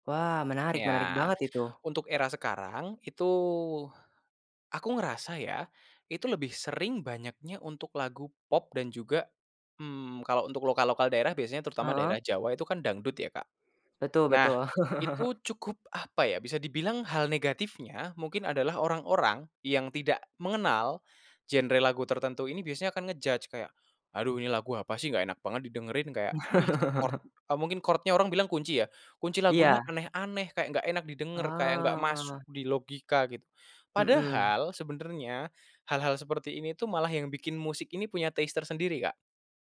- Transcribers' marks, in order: laugh; in English: "ngejudge"; in English: "chord"; in English: "chord-nya"; drawn out: "Oh"; in English: "taste"
- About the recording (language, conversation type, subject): Indonesian, podcast, Bagaimana media sosial dan influencer membentuk selera musik orang?